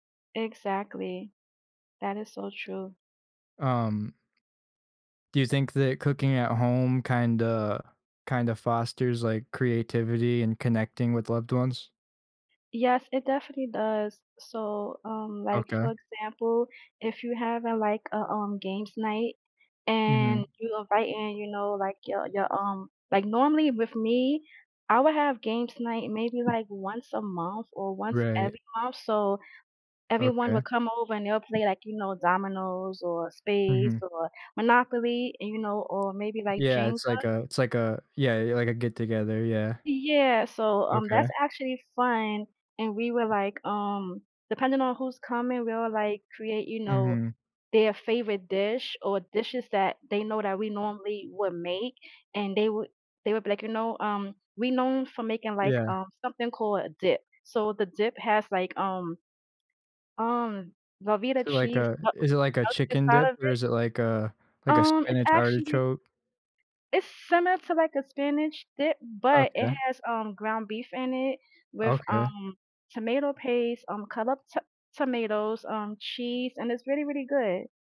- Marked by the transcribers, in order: other background noise; unintelligible speech; tapping
- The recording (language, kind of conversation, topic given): English, unstructured, How do your experiences with cooking at home and dining out shape your happiness and well-being?
- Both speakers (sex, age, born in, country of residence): female, 40-44, United States, United States; male, 20-24, United States, United States